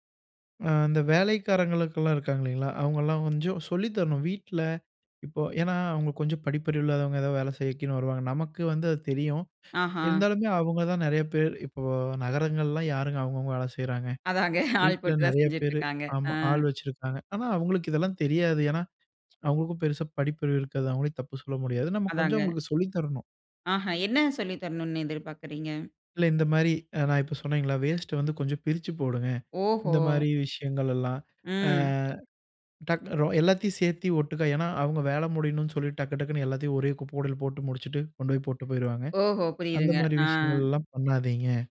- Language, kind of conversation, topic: Tamil, podcast, குப்பையைச் சரியாக அகற்றி மறுசுழற்சி செய்வது எப்படி?
- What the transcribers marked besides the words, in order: inhale; chuckle; other background noise